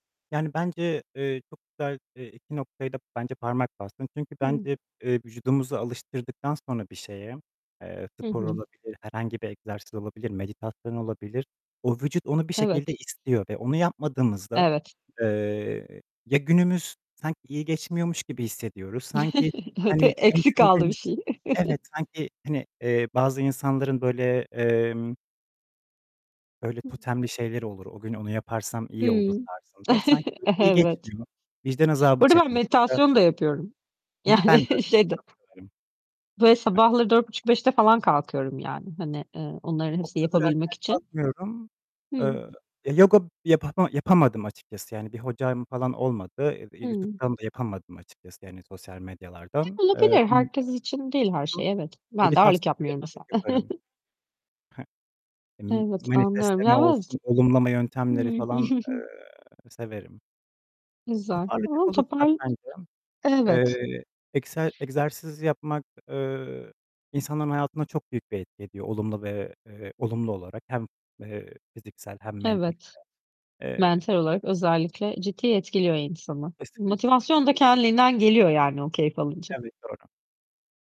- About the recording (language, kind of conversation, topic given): Turkish, unstructured, Egzersiz yapman için seni en çok motive eden şey nedir?
- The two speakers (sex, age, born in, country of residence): female, 40-44, Turkey, Greece; male, 25-29, Turkey, Poland
- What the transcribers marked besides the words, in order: distorted speech; other background noise; chuckle; unintelligible speech; laughing while speaking: "Eksik kaldı bir şey"; chuckle; unintelligible speech; static; chuckle; laughing while speaking: "Evet"; laughing while speaking: "Yani şeyde"; unintelligible speech; chuckle; unintelligible speech; chuckle; tapping; unintelligible speech